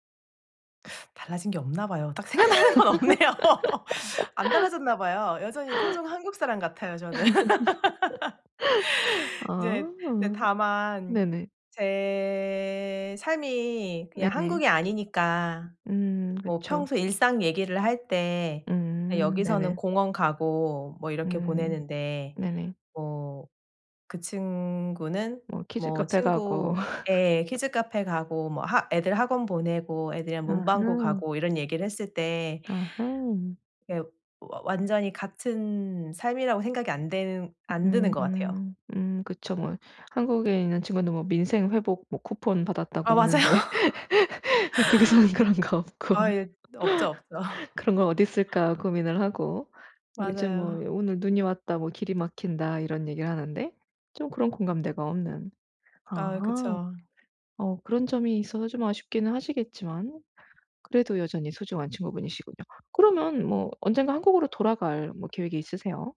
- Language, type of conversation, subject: Korean, advice, 멀리 이사한 뒤에도 가족과 친한 친구들과 어떻게 계속 연락하며 관계를 유지할 수 있을까요?
- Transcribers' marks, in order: teeth sucking; tapping; laugh; laughing while speaking: "딱 생각나는 건 없네요"; laugh; laugh; drawn out: "제"; laugh; laugh; laughing while speaking: "외국에서는 그런 거 없고"; laugh